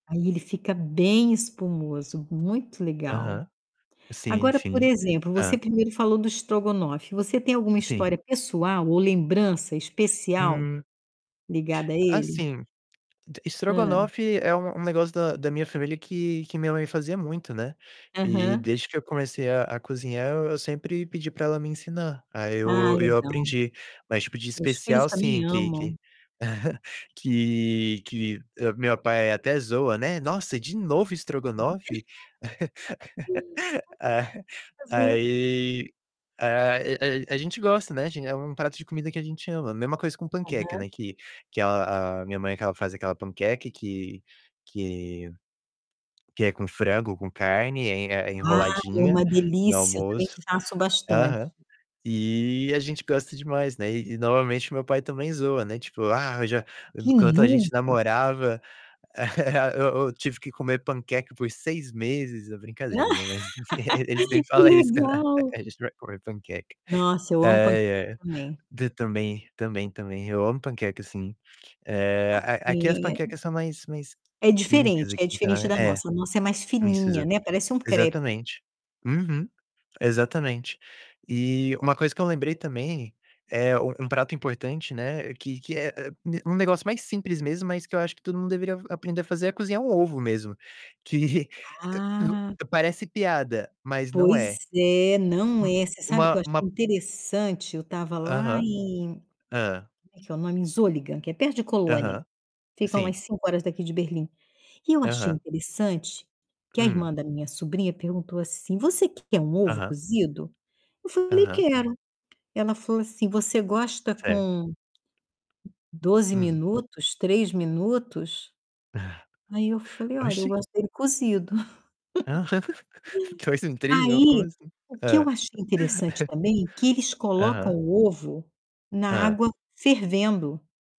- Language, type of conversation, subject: Portuguese, unstructured, Qual prato você acha que todo mundo deveria aprender a fazer?
- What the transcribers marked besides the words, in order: static; distorted speech; chuckle; unintelligible speech; laugh; unintelligible speech; chuckle; chuckle; laughing while speaking: "mas ele sempre fala isso quando a gente vai comer panqueca"; laugh; laughing while speaking: "que"; tapping; other background noise; chuckle; laugh; chuckle; chuckle